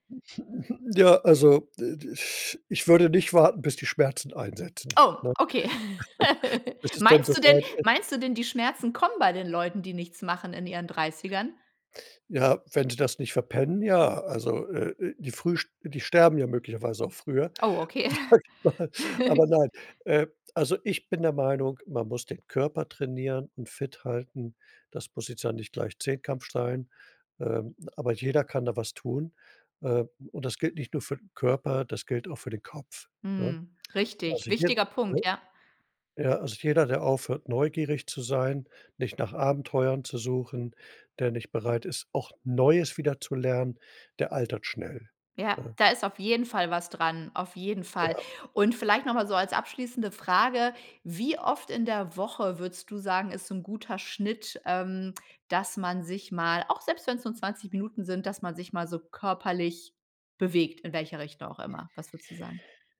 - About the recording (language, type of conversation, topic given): German, podcast, Wie trainierst du, wenn du nur 20 Minuten Zeit hast?
- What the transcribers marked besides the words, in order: chuckle; laugh; chuckle; laughing while speaking: "sage ich mal"; chuckle